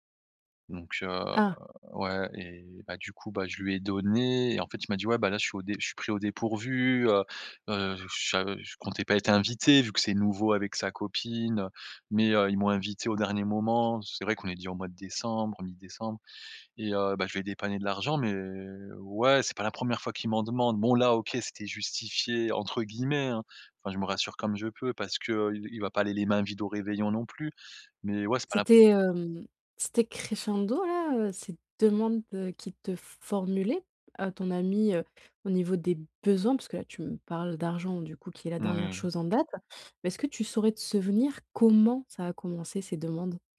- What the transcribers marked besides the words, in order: drawn out: "heu"; drawn out: "mais"; stressed: "comment"
- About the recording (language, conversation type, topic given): French, advice, Comment puis-je poser des limites personnelles saines avec un ami qui m'épuise souvent ?